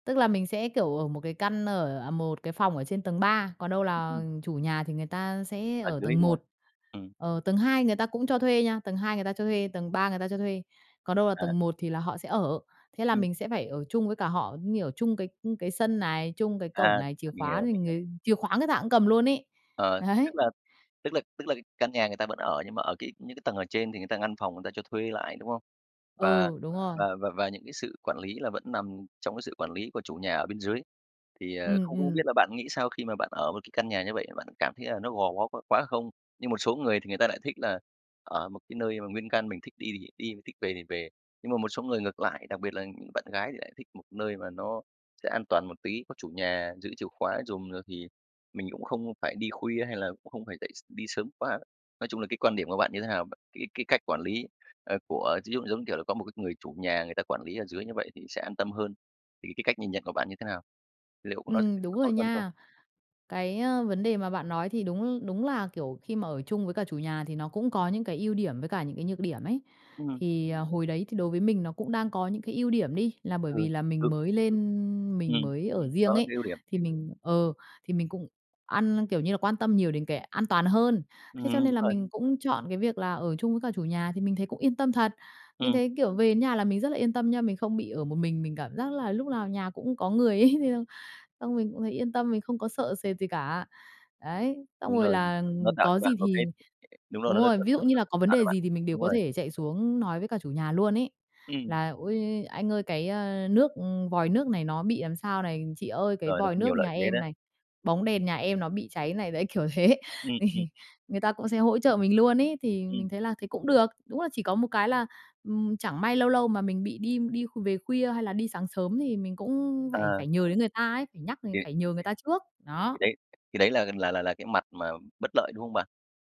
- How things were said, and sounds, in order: tapping; other background noise; laughing while speaking: "Đấy"; unintelligible speech; laughing while speaking: "ấy"; unintelligible speech; laughing while speaking: "kiểu thế"; laugh
- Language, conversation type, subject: Vietnamese, podcast, Lần đầu bạn sống một mình đã thay đổi bạn như thế nào?